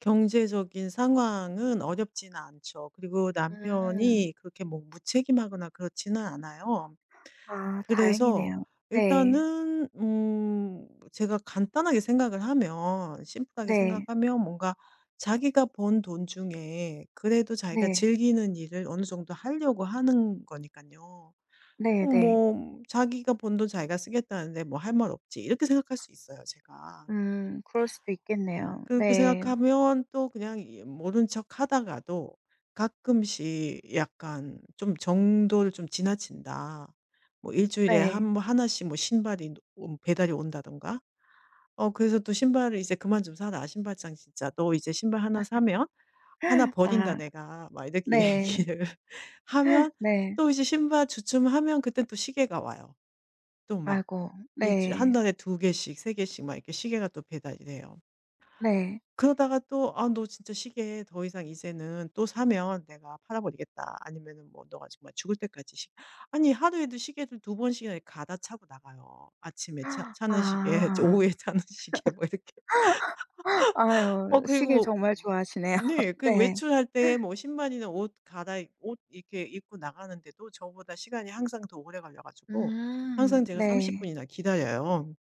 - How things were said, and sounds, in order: laugh; laughing while speaking: "얘기를"; gasp; laugh; other background noise; laughing while speaking: "시계 저 오후에 차는 시계 뭐 이렇게"; laughing while speaking: "좋아하시네요"; laugh; tapping
- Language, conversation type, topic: Korean, advice, 배우자 가족과의 갈등이 반복될 때 어떻게 대처하면 좋을까요?